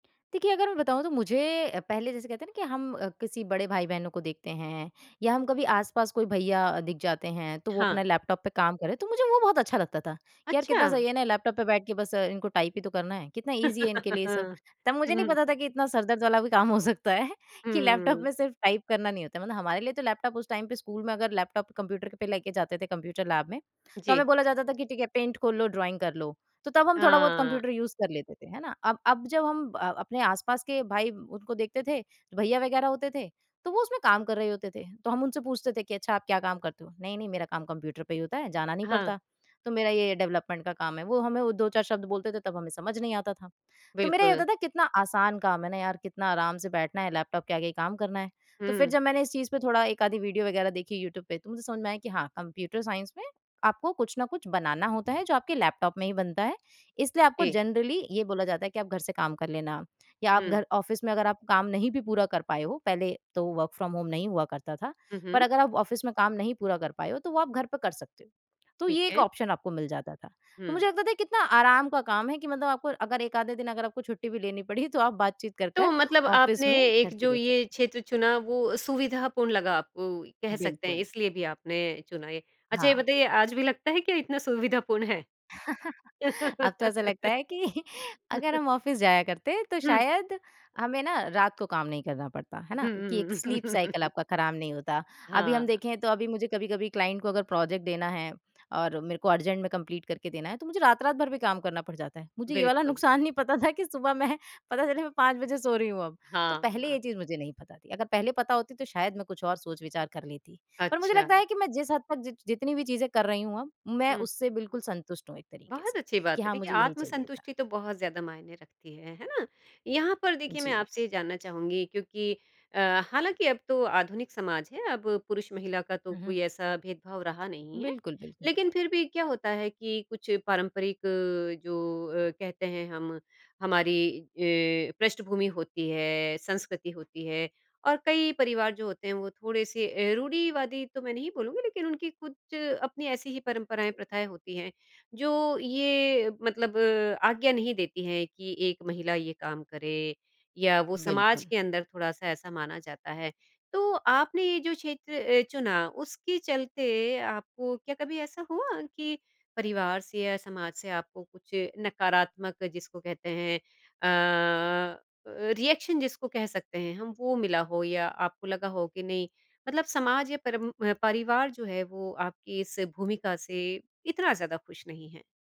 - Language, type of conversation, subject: Hindi, podcast, तुम्हारा करियर बदलने का सबसे बड़ा कारण क्या था?
- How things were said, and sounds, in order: in English: "टाइप"; in English: "ईज़ी"; laugh; in English: "टाइप"; in English: "टाइम"; in English: "ड्रॉइंग"; in English: "यूज़"; in English: "डेवलपमेंट"; in English: "साइंस"; in English: "जनरली"; in English: "ऑफ़िस"; in English: "वर्क फ्रॉम होम"; in English: "ऑफ़िस"; in English: "ऑप्शन"; in English: "ऑफ़िस"; tapping; chuckle; laughing while speaking: "कि"; in English: "ऑफ़िस"; laugh; chuckle; in English: "स्लीप साइकिल"; chuckle; in English: "क्लाइंट"; in English: "प्रोजेक्ट"; in English: "अर्जेंट"; in English: "कंप्लीट"; laughing while speaking: "कि सुबह मैं"; in English: "रिएक्शन"